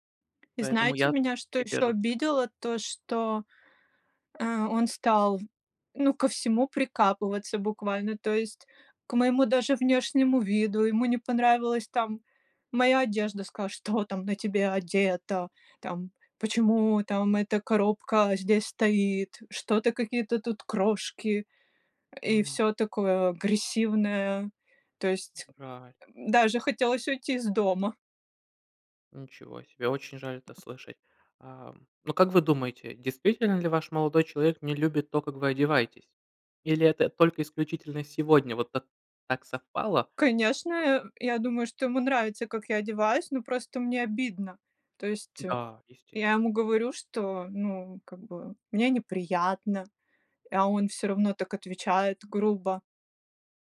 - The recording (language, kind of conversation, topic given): Russian, unstructured, Что важнее — победить в споре или сохранить дружбу?
- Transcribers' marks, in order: tapping; put-on voice: "Что там на тебе одето? … какие-то тут крошки?"; other noise